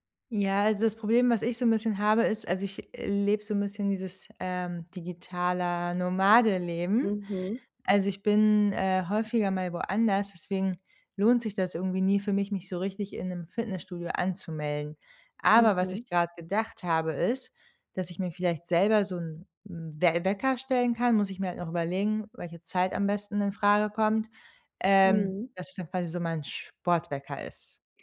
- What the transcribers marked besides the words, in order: stressed: "Aber"
- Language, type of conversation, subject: German, advice, Wie sieht eine ausgewogene Tagesroutine für eine gute Lebensbalance aus?